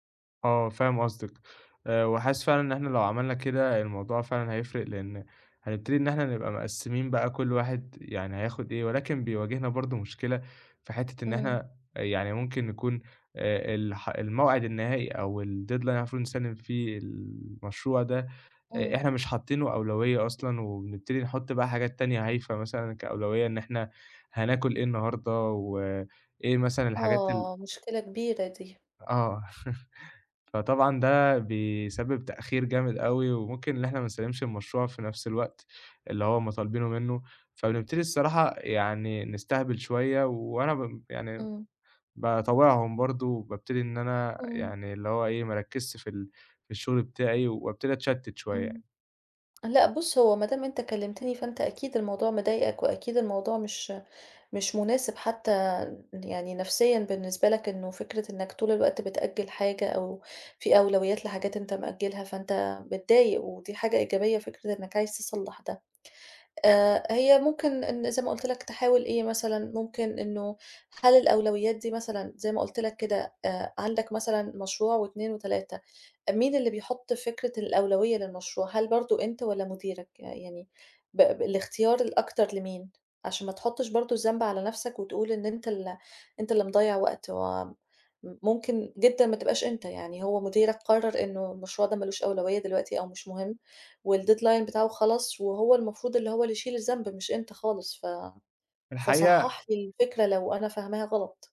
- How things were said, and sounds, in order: in English: "الdeadline"; chuckle; tapping; in English: "والdeadline"
- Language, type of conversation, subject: Arabic, advice, إزاي عدم وضوح الأولويات بيشتّت تركيزي في الشغل العميق؟